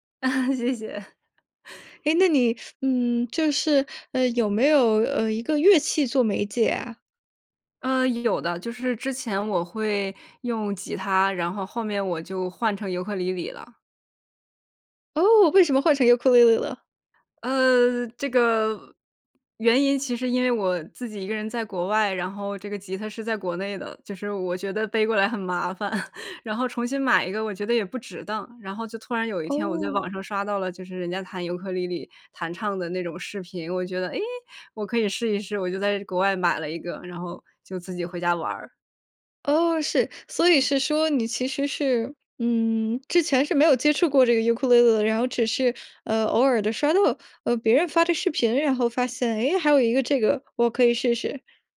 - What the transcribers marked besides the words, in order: laugh; laughing while speaking: "谢谢"; laugh; "克" said as "酷"; laughing while speaking: "背过来很麻烦"; chuckle; joyful: "诶，我可以试一试"
- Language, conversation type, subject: Chinese, podcast, 你怎么让观众对作品产生共鸣?